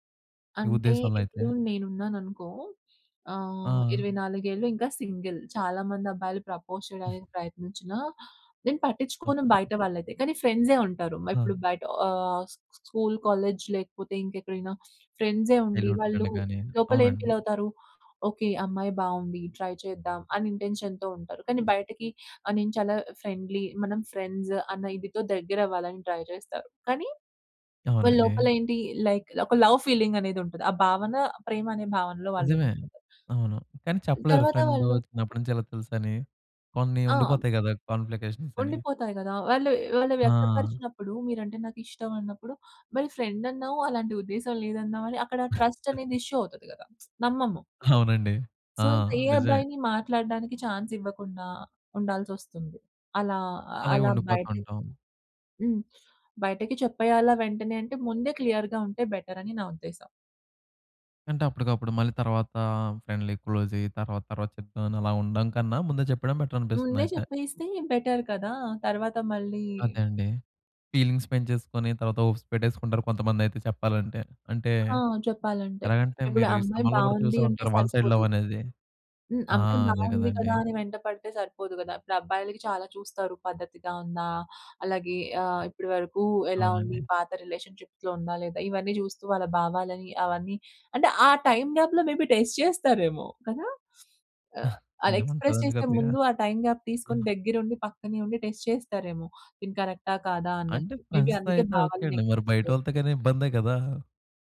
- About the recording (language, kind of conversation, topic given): Telugu, podcast, మీ భావాలను మీరు సాధారణంగా ఎలా వ్యక్తపరుస్తారు?
- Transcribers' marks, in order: in English: "సింగిల్"; in English: "ప్రపోజ్"; giggle; other background noise; other noise; in English: "స్కూల్, కాలేజ్"; sniff; in English: "చైల్డ్‌హుడ్ ఫ్రెండ్"; in English: "ఇంటెన్షన్‌తో"; tapping; in English: "ఫ్రెండ్‌లి"; in English: "ఫ్రెండ్స్"; in English: "ట్రై"; swallow; in English: "లైక్"; in English: "లవ్"; chuckle; in English: "ఇష్యూ"; tsk; in English: "సో"; background speech; in English: "క్లియర్‌గా"; in English: "ఫ్రెండ్లీ క్లోజ్"; in English: "బెటర్"; in English: "బెటర్"; in English: "ఫీలింగ్స్"; in English: "హోప్స్"; in English: "వన్ సైడ్ లవ్"; in English: "రిలేషన్షిప్స్‌లో"; in English: "టైమ్ గ్యాప్‌లో మే బి టెస్ట్"; sniff; in English: "ఎక్స్‌ప్రెస్"; chuckle; in English: "టైమ్ గ్యాప్"; in English: "టెస్ట్"; in English: "మే బి"; in English: "ఫ్రెండ్స్‌తో"; in English: "ఎక్స్‌ప్రెస్"